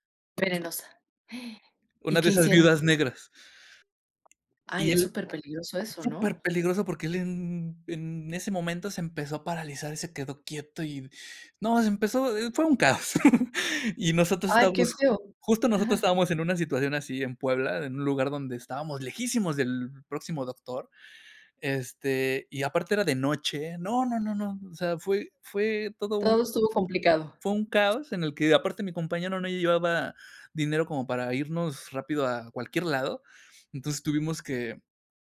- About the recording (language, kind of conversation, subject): Spanish, podcast, ¿Qué consejo le darías a alguien que va a viajar solo por primera vez?
- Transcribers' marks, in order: tapping; chuckle; other background noise; other noise